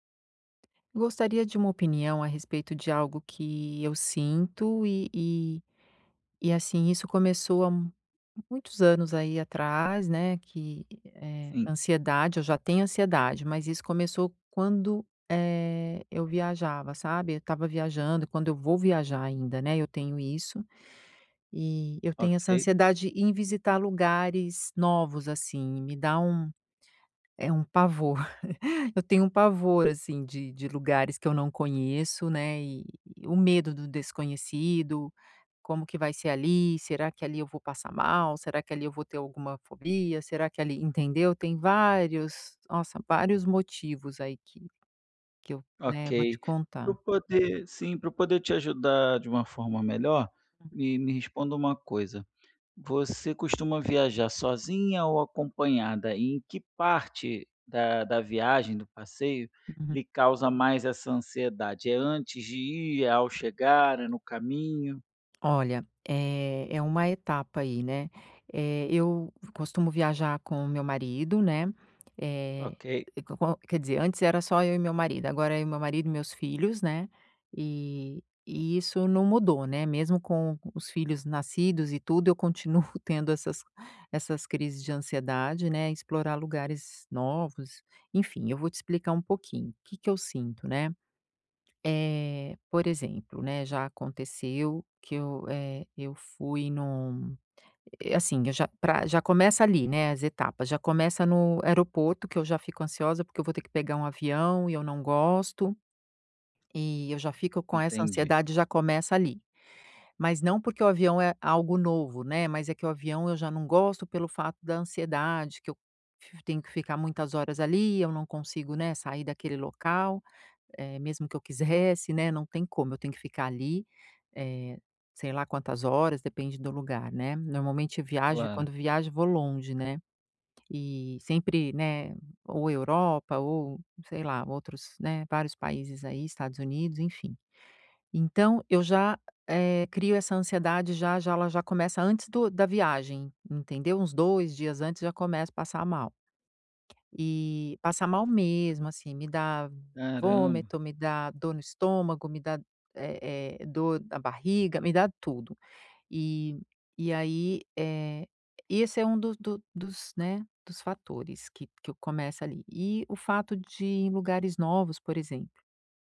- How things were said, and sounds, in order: tapping; chuckle; other background noise; laughing while speaking: "continuo"; laughing while speaking: "quisesse"
- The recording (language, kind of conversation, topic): Portuguese, advice, Como posso lidar com a ansiedade ao explorar novos destinos?